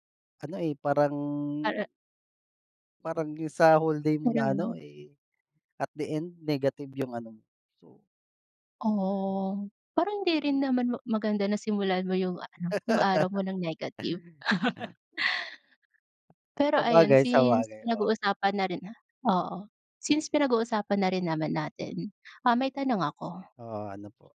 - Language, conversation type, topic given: Filipino, unstructured, Paano mo tinutulungan ang sarili mo na makaahon mula sa masasakit na alaala?
- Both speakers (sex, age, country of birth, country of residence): female, 25-29, Philippines, Philippines; male, 30-34, Philippines, Philippines
- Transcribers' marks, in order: chuckle